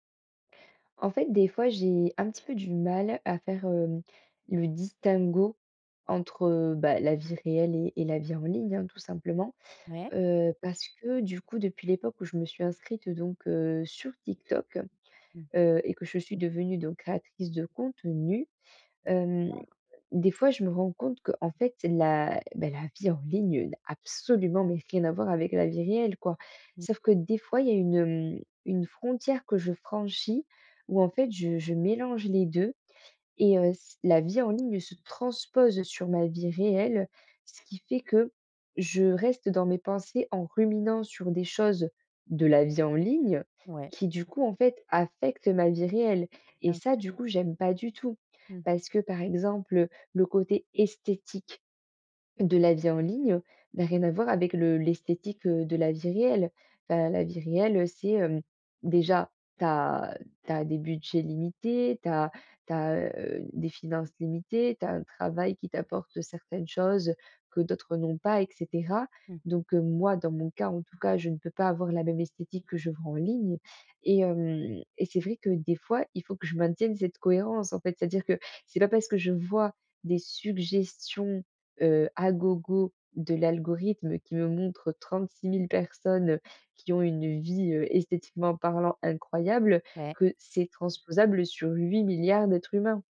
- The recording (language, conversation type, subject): French, advice, Comment puis-je rester fidèle à moi-même entre ma vie réelle et ma vie en ligne ?
- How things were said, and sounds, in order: stressed: "contenu"; other background noise; stressed: "absolument"; stressed: "esthétique"